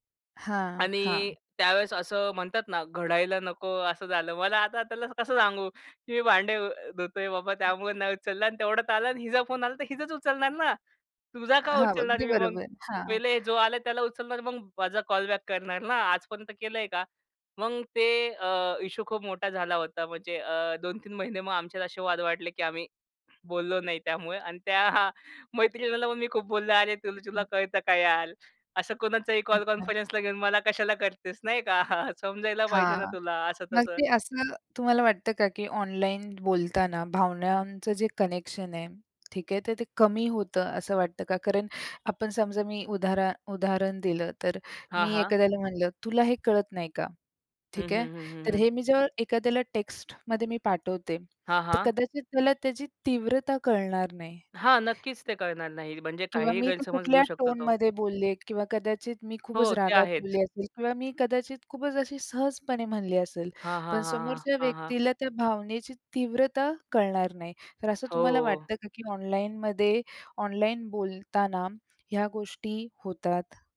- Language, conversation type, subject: Marathi, podcast, ऑनलाईन आणि समोरासमोरच्या संवादातला फरक तुम्हाला कसा जाणवतो?
- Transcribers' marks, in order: other noise; other background noise; chuckle; chuckle; tapping